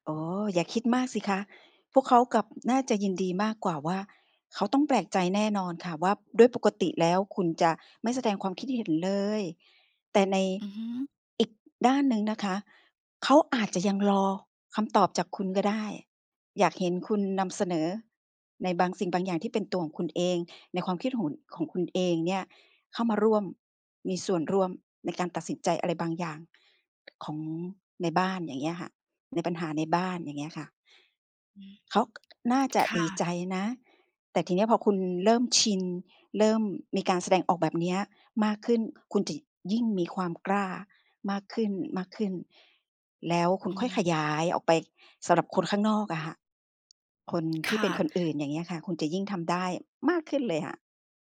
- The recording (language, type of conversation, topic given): Thai, advice, ทำไมฉันถึงมักยอมคนอื่นเพื่อให้เขาพอใจ ทั้งที่ขัดใจตัวเองอยู่เสมอ?
- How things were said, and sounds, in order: none